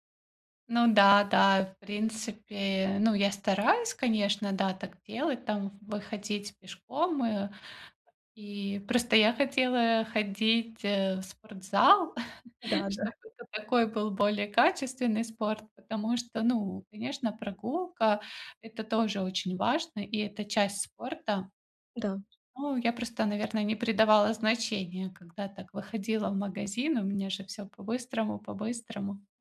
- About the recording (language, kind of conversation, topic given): Russian, advice, Как снова найти время на хобби?
- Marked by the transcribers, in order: chuckle; tapping